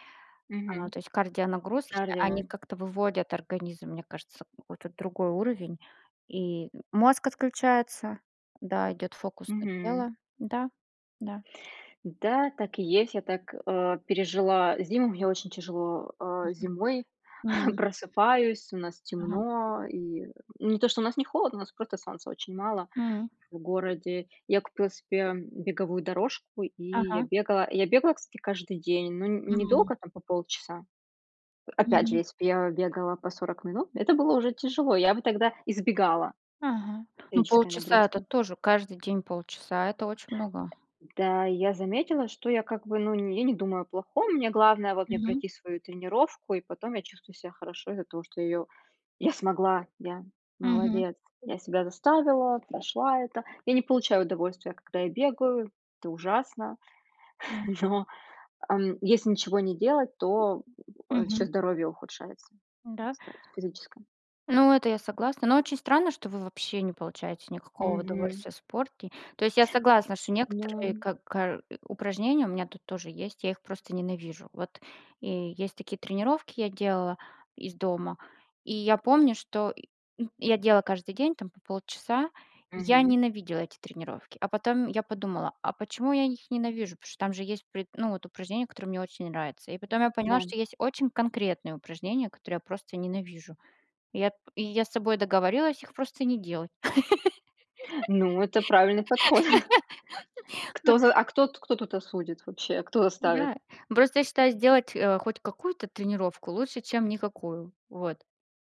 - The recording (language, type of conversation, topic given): Russian, unstructured, Как спорт влияет на твоё настроение каждый день?
- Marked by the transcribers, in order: chuckle; tapping; laughing while speaking: "Но"; laughing while speaking: "подход"; chuckle; laugh